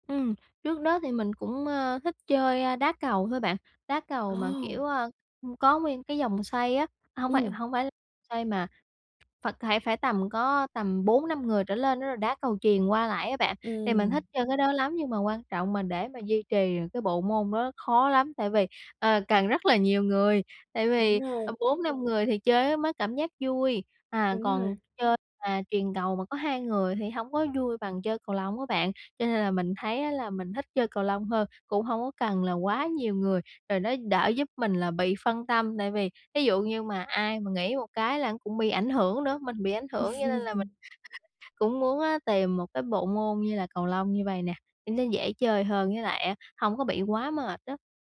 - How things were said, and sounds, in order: other background noise; tapping; laugh; chuckle
- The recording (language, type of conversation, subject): Vietnamese, advice, Làm sao để xây dựng và duy trì thói quen tốt một cách bền vững trong thời gian dài?